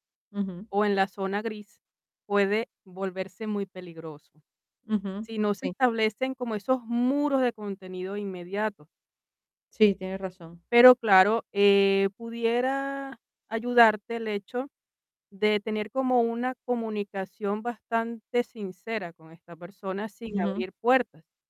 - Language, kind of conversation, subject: Spanish, advice, ¿Cómo puedo establecer límites y expectativas claras desde el principio en una cita?
- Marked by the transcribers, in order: static